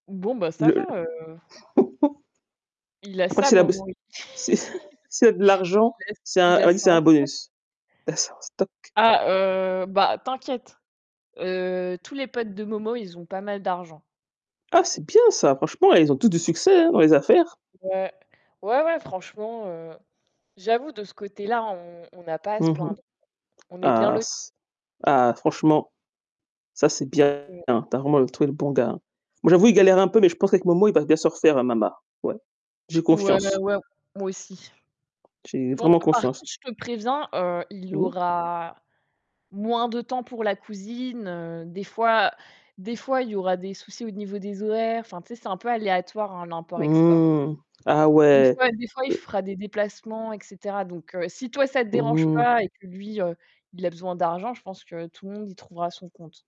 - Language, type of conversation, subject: French, unstructured, Comment gères-tu un désaccord avec un ami proche ?
- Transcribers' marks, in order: distorted speech; tapping; laugh; laugh; chuckle; unintelligible speech; stressed: "stock"; static; other background noise; unintelligible speech; unintelligible speech